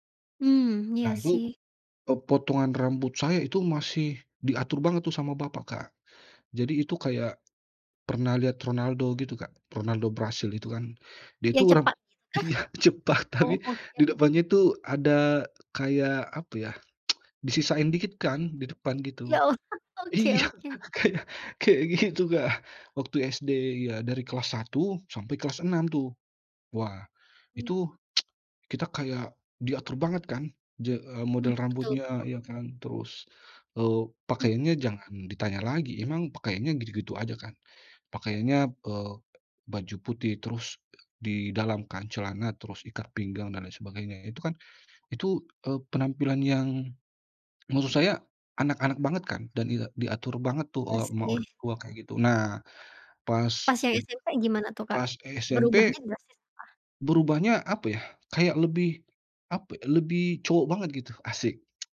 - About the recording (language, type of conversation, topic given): Indonesian, podcast, Pernahkah kamu mengalami sesuatu yang membuatmu mengubah penampilan?
- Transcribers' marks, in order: other background noise; laughing while speaking: "cepak"; tsk; chuckle; laughing while speaking: "Iya, kayak kayak gitu, Kak"; tsk; other noise; tapping